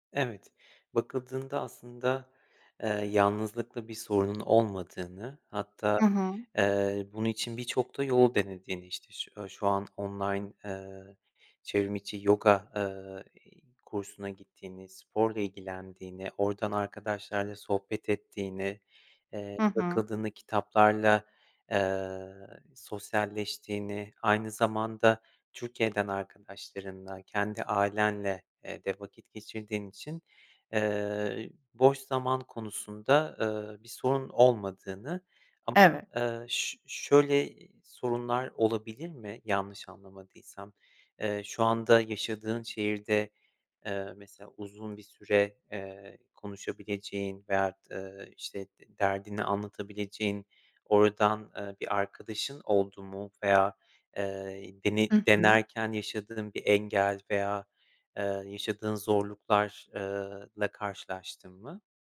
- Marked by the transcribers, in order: tapping; other background noise
- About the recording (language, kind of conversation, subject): Turkish, advice, Yeni bir şehre taşındığımda yalnızlıkla nasıl başa çıkıp sosyal çevre edinebilirim?